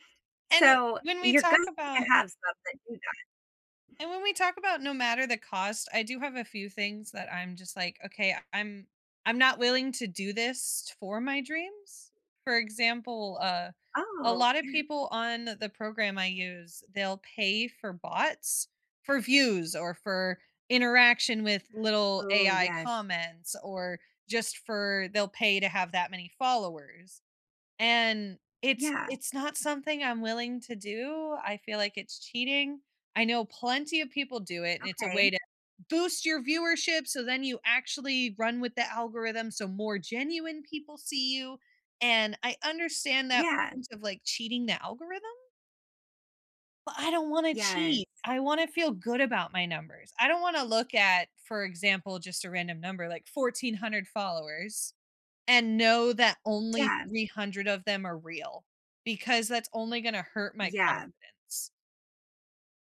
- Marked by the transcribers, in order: unintelligible speech; other background noise; tapping
- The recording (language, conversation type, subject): English, unstructured, What dreams do you think are worth chasing no matter the cost?